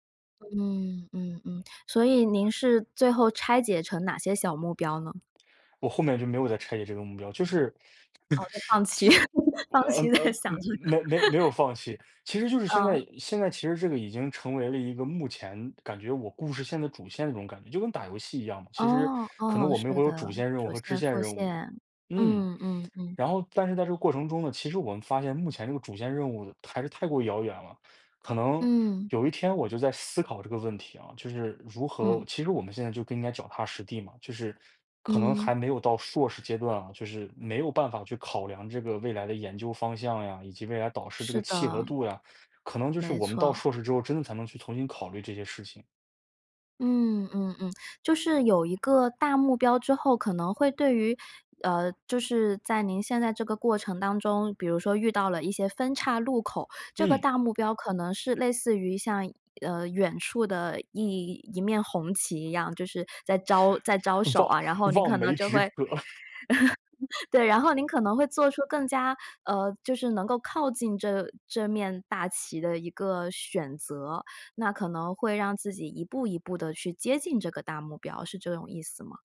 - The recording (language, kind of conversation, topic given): Chinese, podcast, 你能聊聊你是如何找到人生目标的过程吗?
- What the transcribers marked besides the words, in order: other background noise; laugh; laughing while speaking: "放弃在想这个"; laugh; laugh; other noise